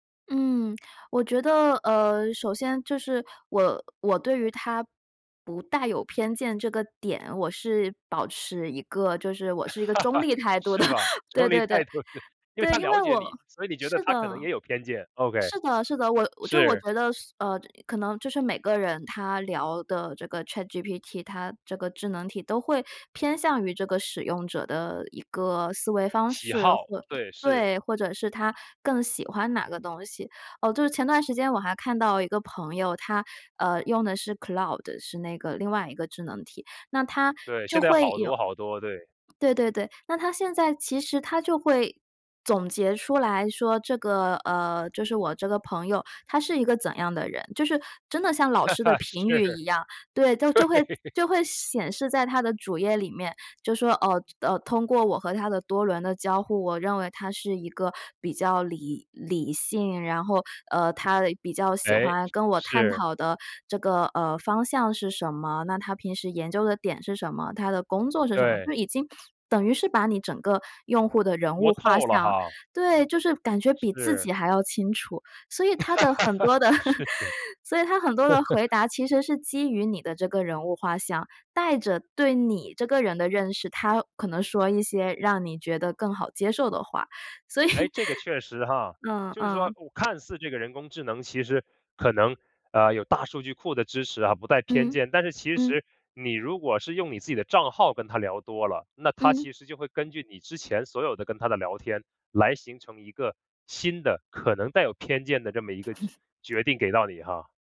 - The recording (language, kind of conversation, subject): Chinese, podcast, 你怎么看人工智能帮我们做决定这件事？
- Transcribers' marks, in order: laugh; laughing while speaking: "的，对 对 对"; laughing while speaking: "态度的"; laugh; laughing while speaking: "是。对"; other background noise; laugh; laughing while speaking: "是的"; laugh; laughing while speaking: "所以"; chuckle